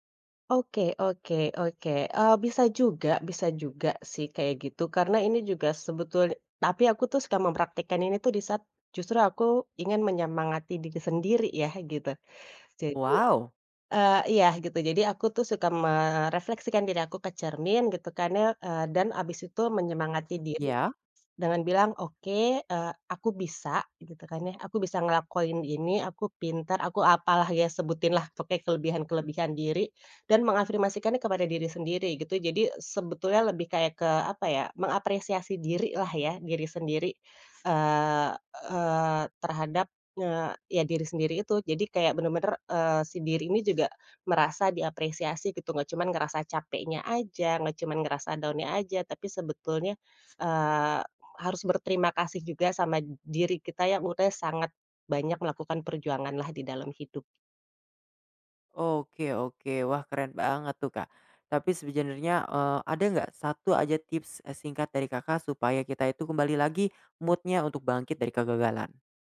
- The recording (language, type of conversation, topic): Indonesian, podcast, Kebiasaan kecil apa yang paling membantu Anda bangkit setelah mengalami kegagalan?
- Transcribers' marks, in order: tapping; in English: "down-nya"; other background noise; "sebenernya" said as "sebijinernya"; in English: "mood-nya"